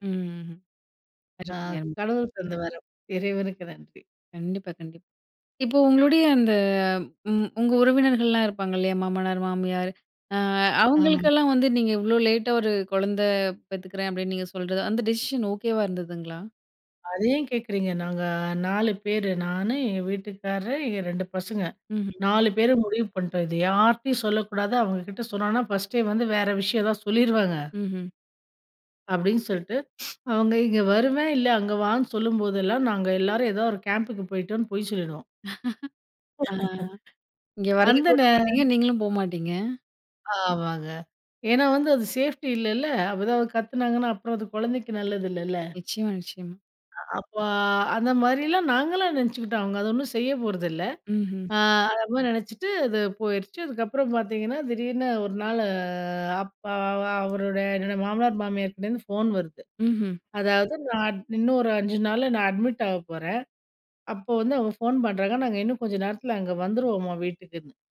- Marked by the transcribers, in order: other background noise; in English: "டிசிஷன்"; laugh; drawn out: "நாள்"
- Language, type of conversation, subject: Tamil, podcast, உங்கள் வாழ்க்கை பற்றி பிறருக்கு சொல்லும் போது நீங்கள் எந்த கதை சொல்கிறீர்கள்?